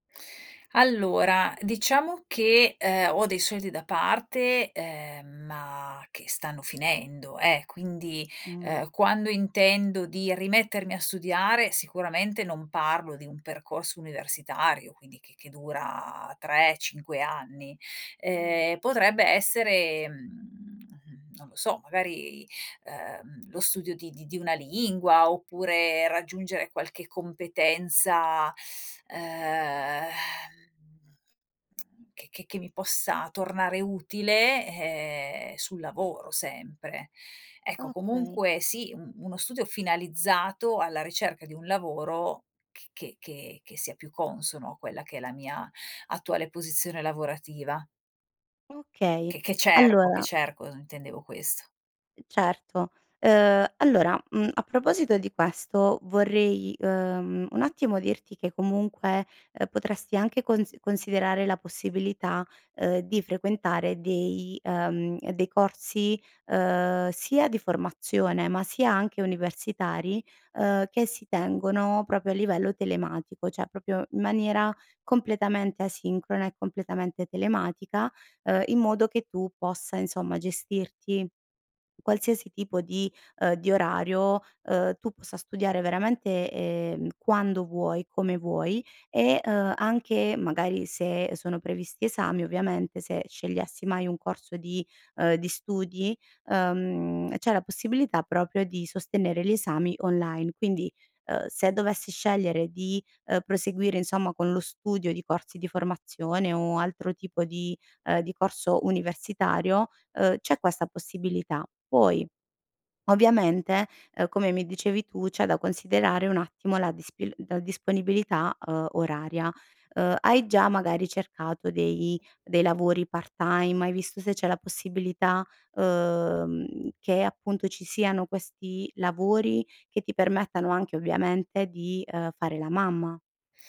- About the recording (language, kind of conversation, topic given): Italian, advice, Dovrei tornare a studiare o specializzarmi dopo anni di lavoro?
- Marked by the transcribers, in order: "cioè" said as "ceh"